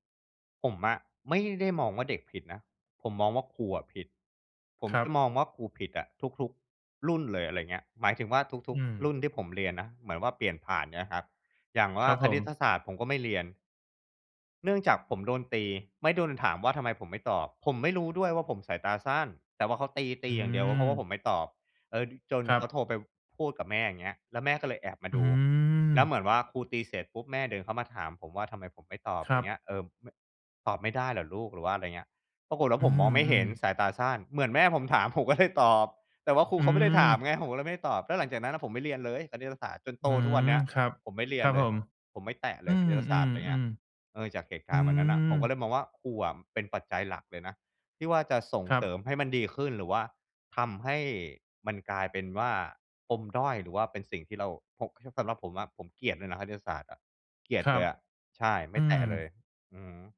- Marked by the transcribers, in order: tapping
- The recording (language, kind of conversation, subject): Thai, podcast, เล่าถึงความไม่เท่าเทียมทางการศึกษาที่คุณเคยพบเห็นมาได้ไหม?